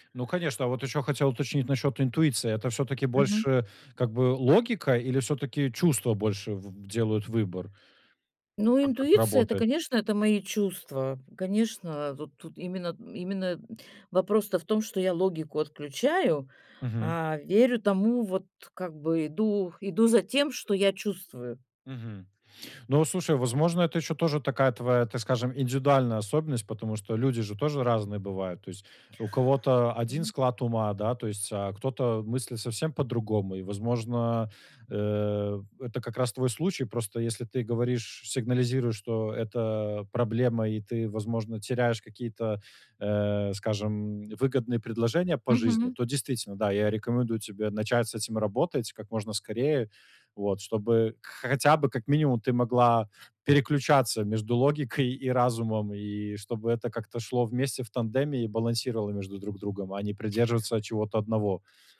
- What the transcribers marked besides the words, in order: other noise
- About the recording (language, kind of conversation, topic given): Russian, advice, Как мне лучше сочетать разум и интуицию при принятии решений?